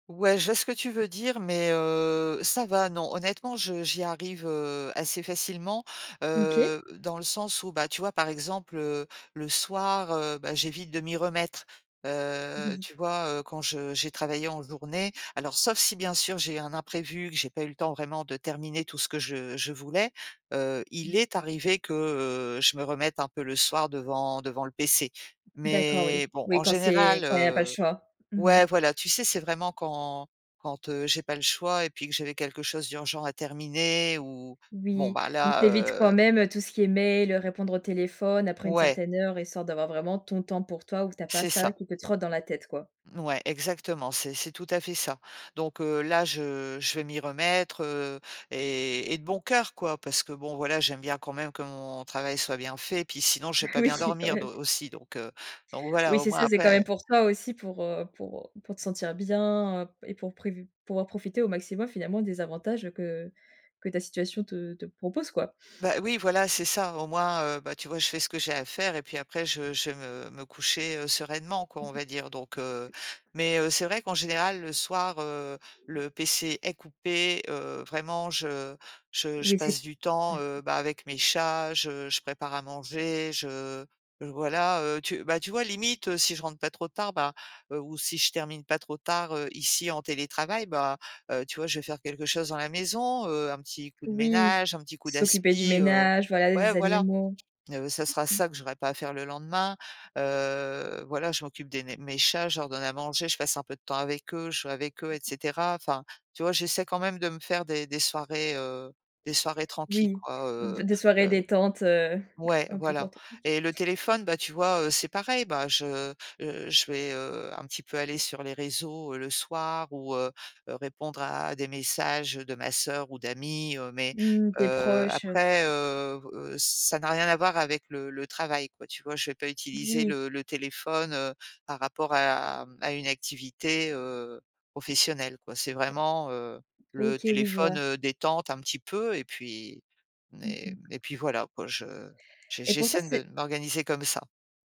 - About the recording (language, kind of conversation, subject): French, podcast, Comment trouves-tu ton équilibre entre le travail et la vie personnelle ?
- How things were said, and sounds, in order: other background noise; stressed: "est"; tapping; laughing while speaking: "Oui, quand même"; "tranquilles" said as "tranqui"